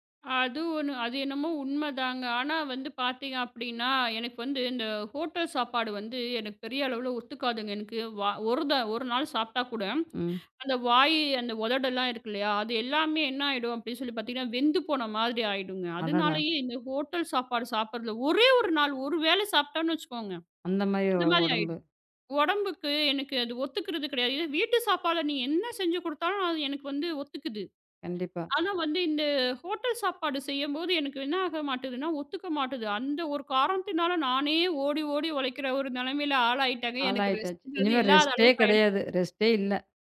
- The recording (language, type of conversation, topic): Tamil, podcast, ஒரு புதிதாகப் பிறந்த குழந்தை வந்தபிறகு உங்கள் வேலை மற்றும் வீட்டின் அட்டவணை எப்படி மாற்றமடைந்தது?
- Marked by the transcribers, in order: in English: "ரெஸ்ட்"; in English: "ரெஸ்ட்டே"; in English: "ரெஸ்ட்டே"